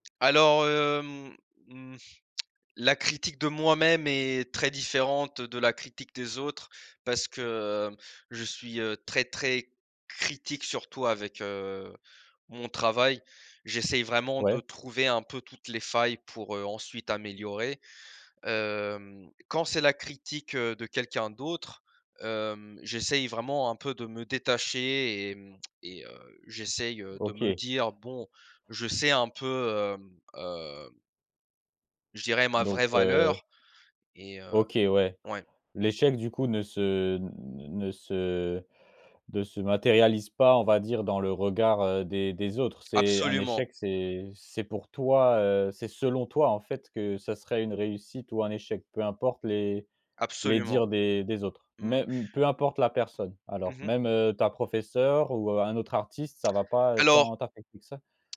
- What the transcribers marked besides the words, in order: tongue click; stressed: "critique"; drawn out: "heu"; other background noise; drawn out: "Hem"; tongue click; drawn out: "hem"
- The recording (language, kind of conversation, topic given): French, podcast, Quel rôle l’échec joue-t-il dans ton travail créatif ?